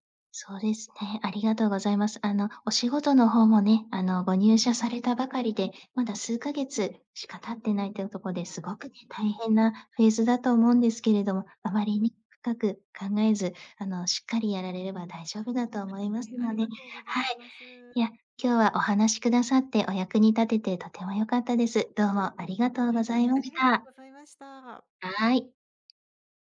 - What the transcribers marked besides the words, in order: other background noise; in English: "フェーズ"; tapping
- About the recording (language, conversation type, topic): Japanese, advice, 疲労や気力不足で創造力が枯渇していると感じるのはなぜですか？